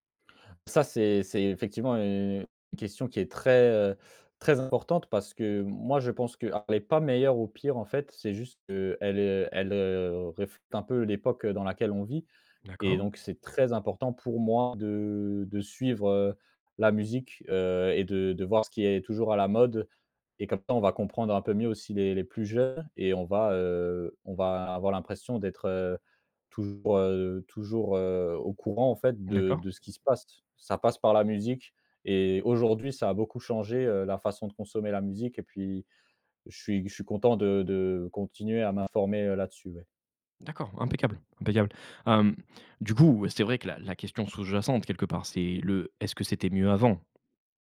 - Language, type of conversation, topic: French, podcast, Comment la musique a-t-elle marqué ton identité ?
- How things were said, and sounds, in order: other background noise; stressed: "moi"; tapping